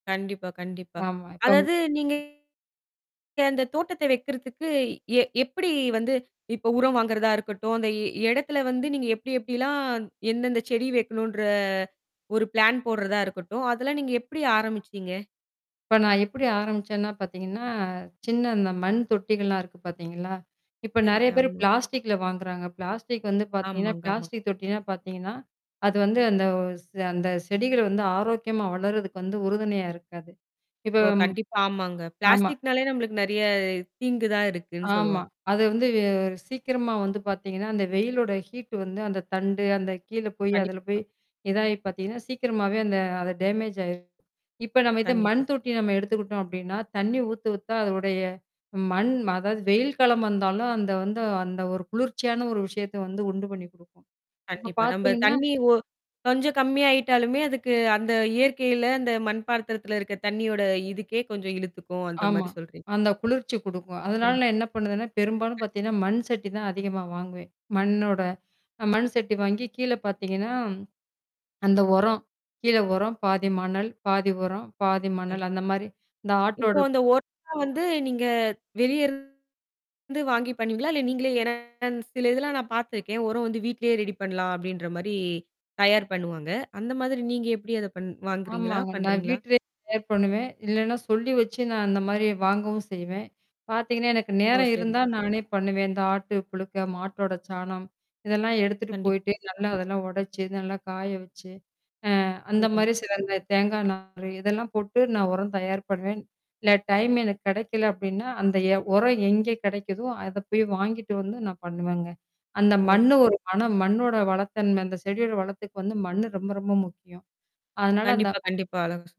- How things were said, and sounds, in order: distorted speech; other background noise; tapping; drawn out: "வைக்கணும்ன்ற"; in English: "பிளான்"; static; mechanical hum; drawn out: "நெறைய"; other noise; in English: "ஹீட்டு"; in English: "டேமேஜ்"; "பாத்திரத்துல" said as "பார்த்திரத்துல"
- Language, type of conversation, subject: Tamil, podcast, ஒரு சிறிய தோட்டத்தை எளிதாக எப்படித் தொடங்கலாம்?